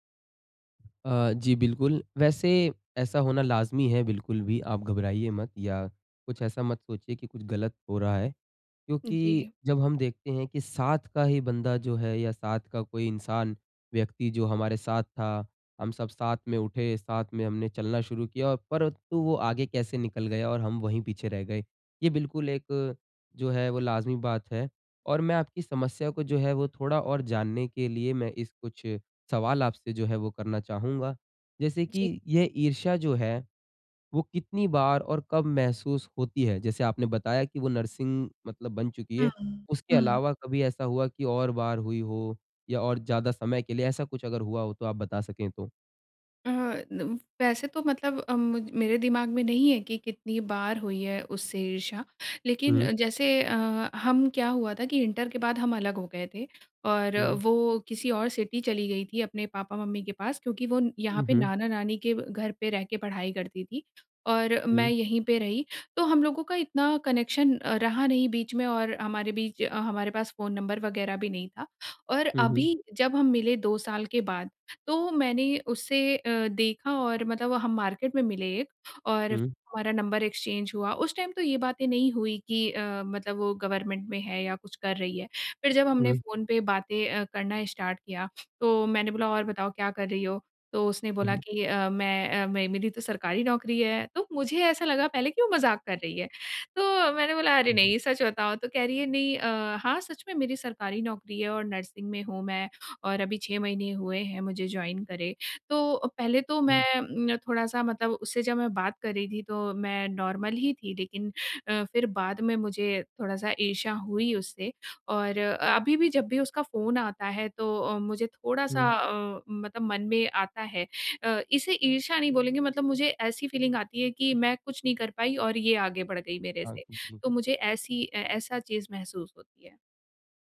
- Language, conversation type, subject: Hindi, advice, ईर्ष्या के बावजूद स्वस्थ दोस्ती कैसे बनाए रखें?
- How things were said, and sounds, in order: other background noise; in English: "नर्सिंग"; in English: "इंटर"; in English: "सिटी"; in English: "कनेक्शन"; in English: "मार्केट"; in English: "एक्सचेंज"; in English: "टाइम"; in English: "गवर्नमेंट"; in English: "स्टार्ट"; in English: "नर्सिंग"; in English: "जॉइन"; in English: "नॉर्मल"; in English: "फीलिंग"